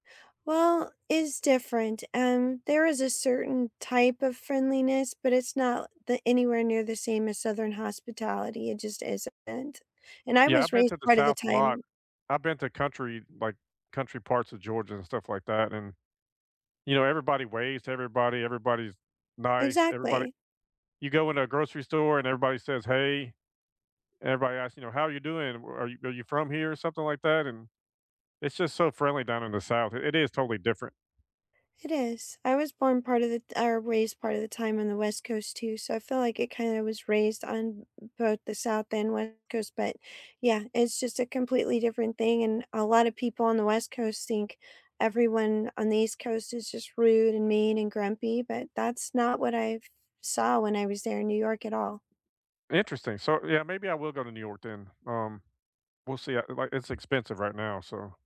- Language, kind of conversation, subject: English, unstructured, What was your most memorable field trip, and what lesson or perspective stayed with you afterward?
- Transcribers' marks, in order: tapping